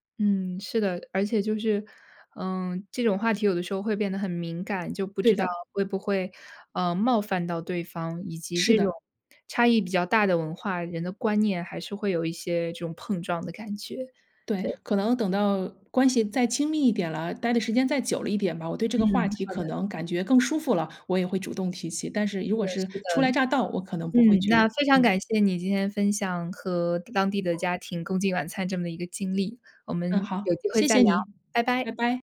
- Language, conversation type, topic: Chinese, podcast, 你能讲讲一次与当地家庭共进晚餐的经历吗？
- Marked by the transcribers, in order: other background noise